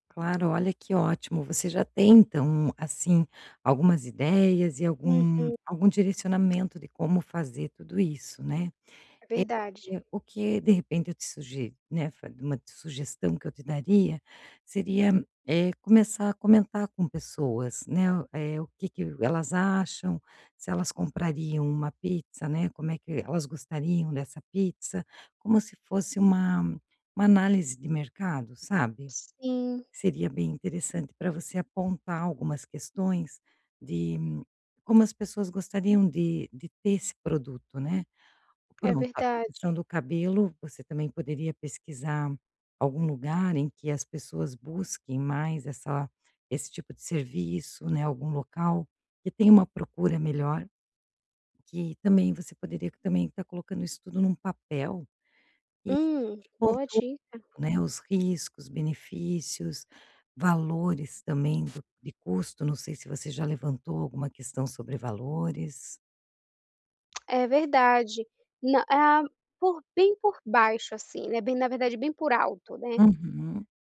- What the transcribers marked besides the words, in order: tapping; other background noise
- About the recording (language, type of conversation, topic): Portuguese, advice, Como lidar com a incerteza ao mudar de rumo na vida?